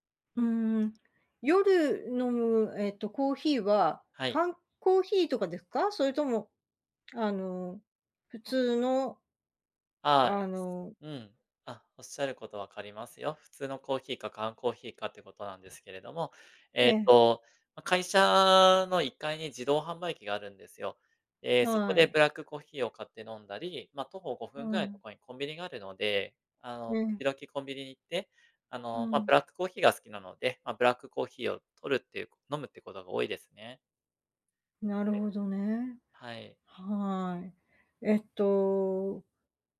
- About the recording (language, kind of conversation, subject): Japanese, advice, カフェインや昼寝が原因で夜の睡眠が乱れているのですが、どうすれば改善できますか？
- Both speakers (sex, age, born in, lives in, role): female, 55-59, Japan, United States, advisor; male, 35-39, Japan, Japan, user
- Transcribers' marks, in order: unintelligible speech